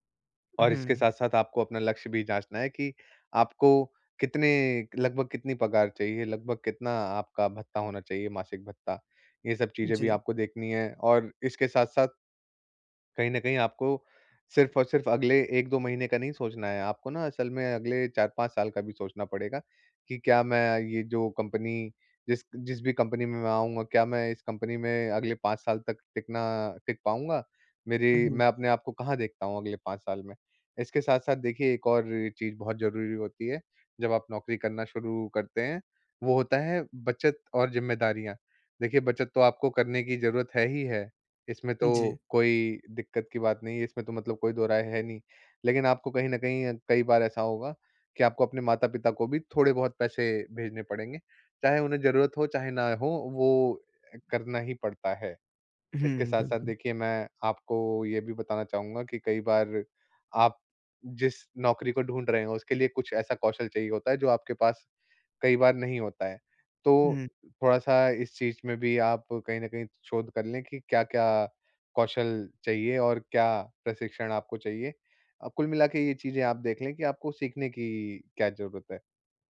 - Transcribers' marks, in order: none
- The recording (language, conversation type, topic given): Hindi, advice, क्या अब मेरे लिए अपने करियर में बड़ा बदलाव करने का सही समय है?